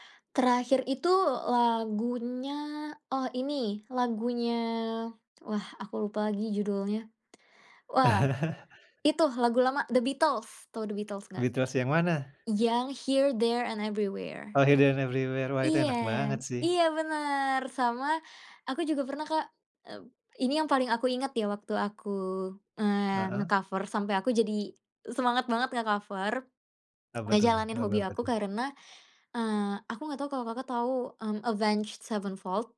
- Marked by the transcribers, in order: chuckle; in English: "nge-cover"; in English: "nge-cover"
- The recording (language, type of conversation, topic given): Indonesian, podcast, Apa hobi favoritmu, dan kenapa kamu menyukainya?